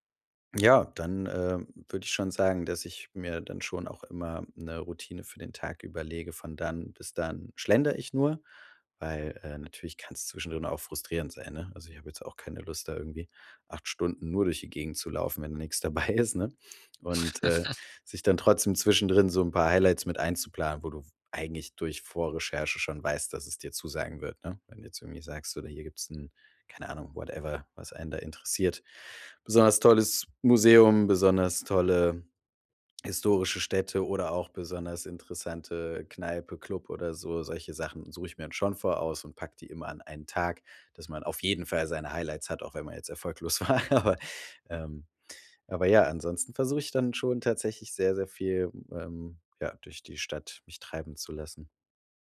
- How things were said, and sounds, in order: chuckle; laughing while speaking: "dabei ist"; in English: "whatever"; laughing while speaking: "war. Aber,e"
- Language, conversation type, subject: German, podcast, Wie findest du versteckte Ecken in fremden Städten?
- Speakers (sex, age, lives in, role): male, 30-34, Germany, host; male, 35-39, Germany, guest